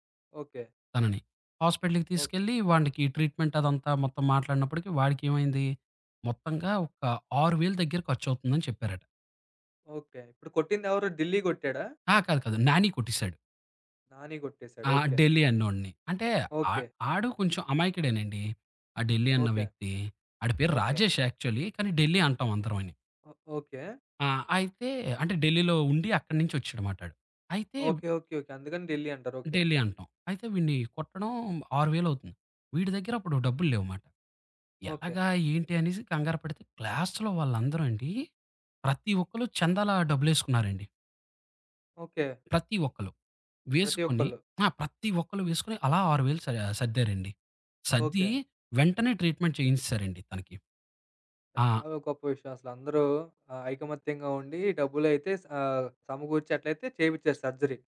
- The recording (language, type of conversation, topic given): Telugu, podcast, ఒక రిస్క్ తీసుకుని అనూహ్యంగా మంచి ఫలితం వచ్చిన అనుభవం ఏది?
- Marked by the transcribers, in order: in English: "ట్రీట్మెంట్"; in English: "యాక్చువలీ"; in English: "క్లాస్‌లో"; in English: "ట్రీట్మెంట్"; in English: "సర్జరీ"